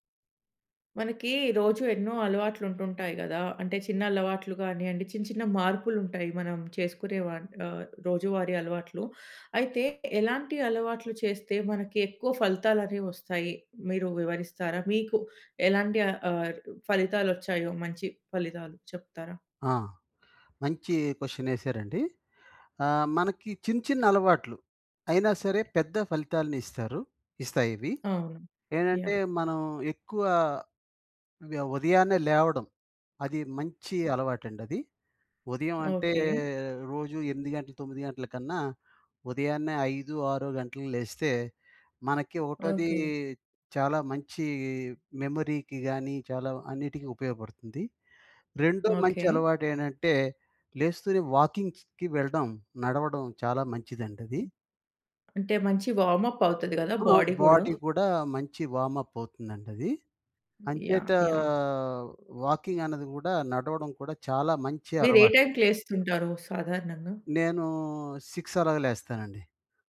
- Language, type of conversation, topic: Telugu, podcast, రోజూ ఏ అలవాట్లు మానసిక ధైర్యాన్ని పెంచడంలో సహాయపడతాయి?
- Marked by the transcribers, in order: in English: "క్వశ్చన్"; tapping; stressed: "మంచి"; in English: "మెమరీకి"; other background noise; in English: "వార్మ్ అప్"; in English: "బాడీ"; in English: "వార్మ్అప్"; drawn out: "అంచేతా"; in English: "వాకింగ్"